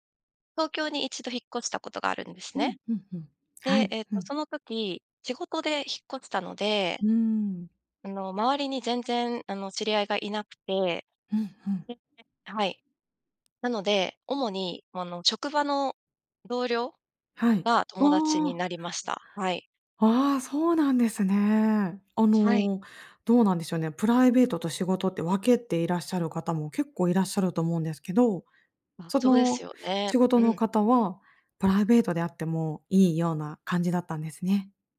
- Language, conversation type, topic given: Japanese, podcast, 新しい街で友達を作るには、どうすればいいですか？
- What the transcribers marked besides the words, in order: other noise